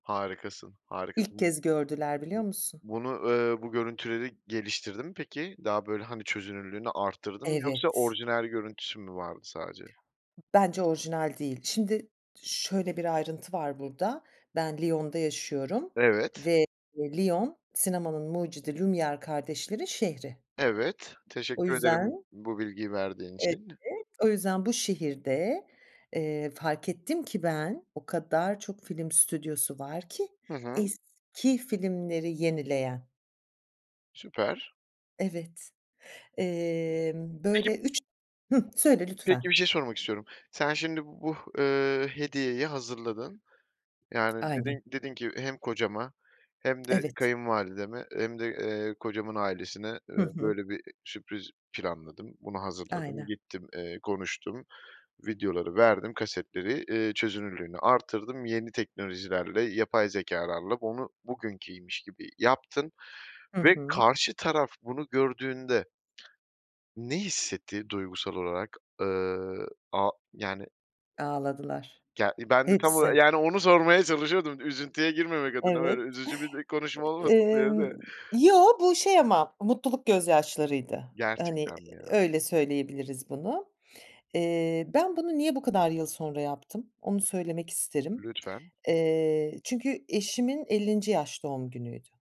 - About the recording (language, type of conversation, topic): Turkish, podcast, Aile büyüklerinin anılarını paylaşmak neden önemlidir ve sen bunu nasıl yapıyorsun?
- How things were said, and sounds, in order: other background noise; tapping